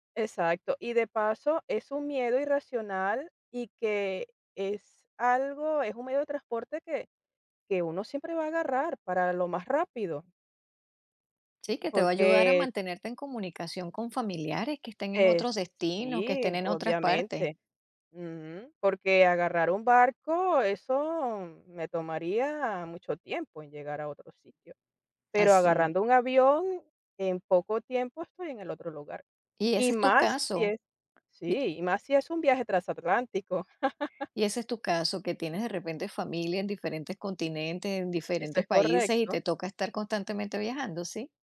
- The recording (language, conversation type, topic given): Spanish, podcast, ¿Puedes contarme sobre una vez que superaste un miedo?
- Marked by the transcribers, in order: other background noise; laugh